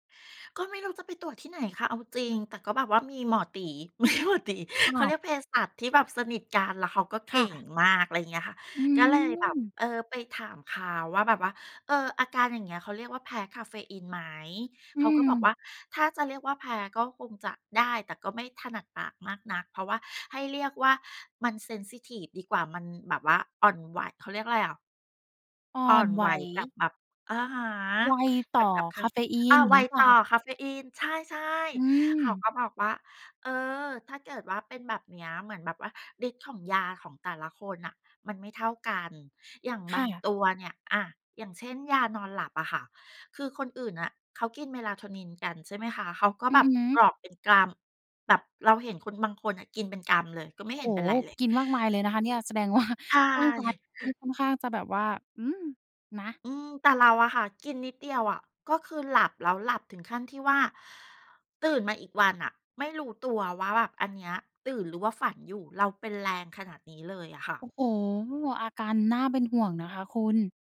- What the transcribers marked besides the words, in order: laughing while speaking: "มีหมอตี๋"; laughing while speaking: "แสดงว่า"
- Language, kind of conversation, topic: Thai, podcast, คาเฟอีนส่งผลต่อระดับพลังงานของคุณอย่างไรบ้าง?